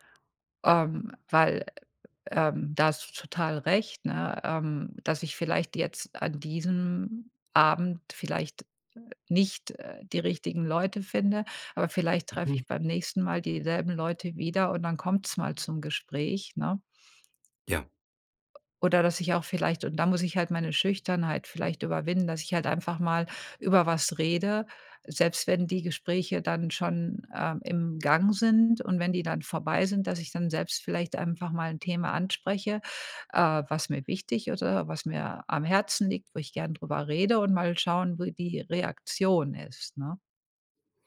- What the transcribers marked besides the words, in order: none
- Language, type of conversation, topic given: German, advice, Wie fühlt es sich für dich an, dich in sozialen Situationen zu verstellen?
- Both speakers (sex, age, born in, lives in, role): female, 50-54, Germany, United States, user; male, 40-44, Germany, Germany, advisor